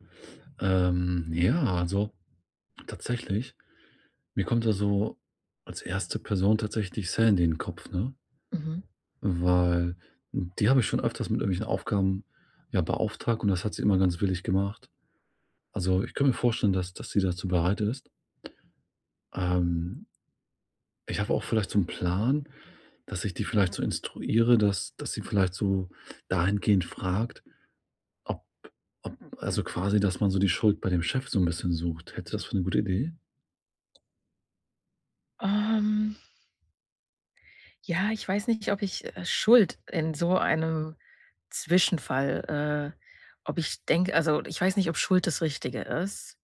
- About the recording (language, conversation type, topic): German, advice, Wie gehst du mit Scham nach einem Fehler bei der Arbeit um?
- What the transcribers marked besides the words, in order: other background noise